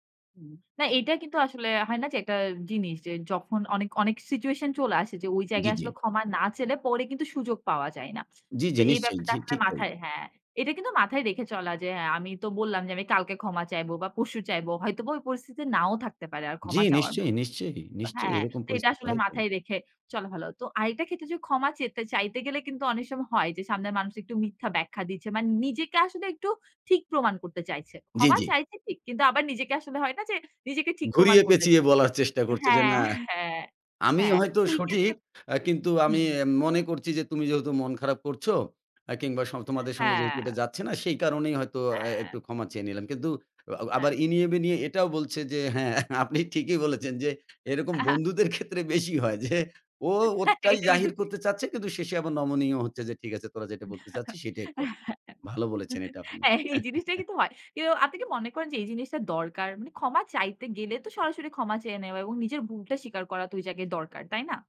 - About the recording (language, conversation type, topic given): Bengali, podcast, মাফ চাইতে বা কাউকে ক্ষমা করতে সহজ ও কার্যকর কৌশলগুলো কী?
- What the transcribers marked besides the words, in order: in English: "সিচুয়েশন"; other background noise; laughing while speaking: "হ্যাঁ, হ্যাঁ"; laughing while speaking: "হ্যাঁ, আপনি ঠিকই বলেছেন যে"; chuckle; laughing while speaking: "ক্ষেত্রে বেশি হয় যে"; laughing while speaking: "হ্যাঁ! এটা এদু ঠিক"; laugh; chuckle